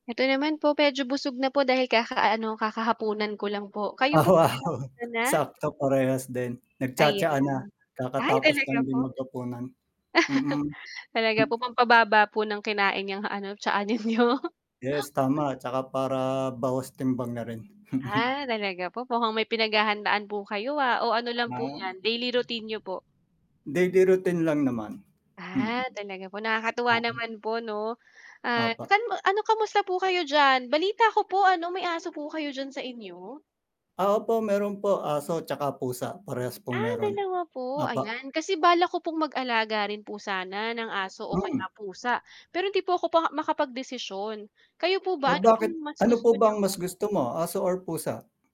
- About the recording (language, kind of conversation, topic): Filipino, unstructured, Ano ang mas gusto mo, aso o pusa?
- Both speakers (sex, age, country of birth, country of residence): female, 30-34, Philippines, Philippines; male, 40-44, Philippines, Philippines
- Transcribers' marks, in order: tapping; laughing while speaking: "Oo"; unintelligible speech; static; mechanical hum; chuckle; laughing while speaking: "ninyo?"; chuckle; distorted speech; unintelligible speech